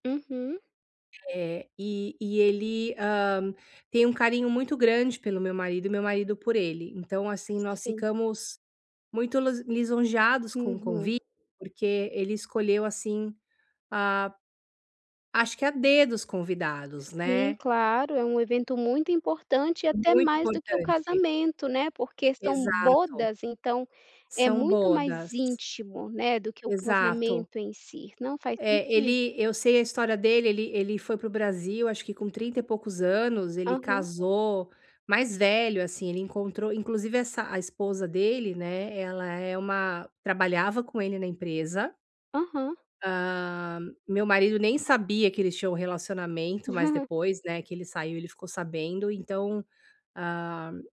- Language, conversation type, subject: Portuguese, advice, Como posso escolher um presente que seja realmente memorável?
- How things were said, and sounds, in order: tapping; giggle